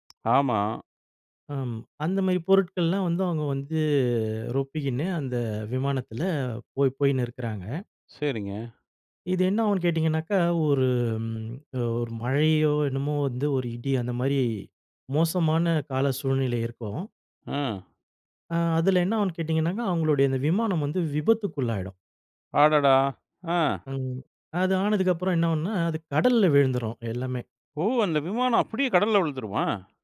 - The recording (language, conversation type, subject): Tamil, podcast, ஒரு திரைப்படம் உங்களின் கவனத்தை ஈர்த்ததற்கு காரணம் என்ன?
- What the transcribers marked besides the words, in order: other background noise; drawn out: "வந்து"; drawn out: "ஒரு"; surprised: "அடடா! ஆ"; surprised: "ஓ! அந்த விமானம் அப்டியே கடல்ல விழுந்துருமா?"